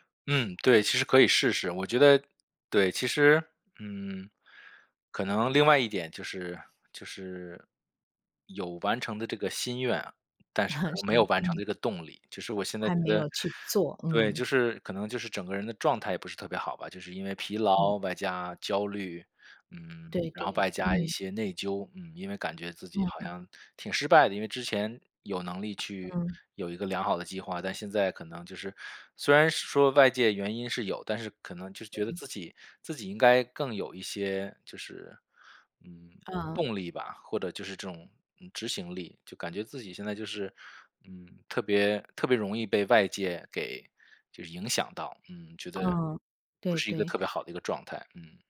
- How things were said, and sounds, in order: laugh
- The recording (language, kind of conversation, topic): Chinese, advice, 你想如何建立稳定的晨间习惯并坚持下去？